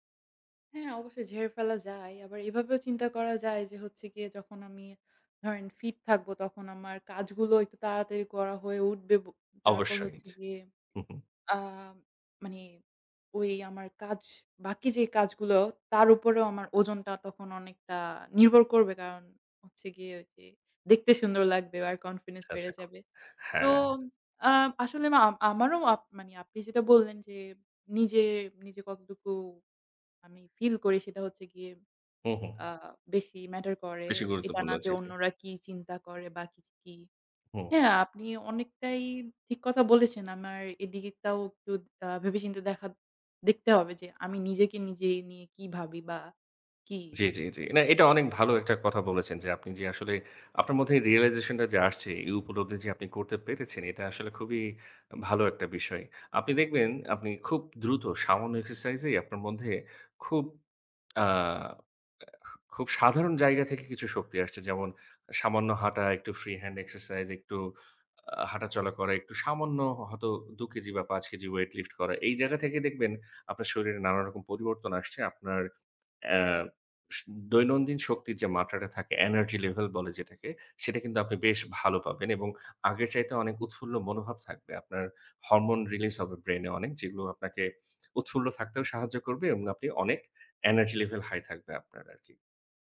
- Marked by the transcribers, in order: other background noise; tapping; in English: "hormone release"
- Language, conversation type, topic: Bengali, advice, কাজ ও সামাজিক জীবনের সঙ্গে ব্যায়াম সমন্বয় করতে কেন কষ্ট হচ্ছে?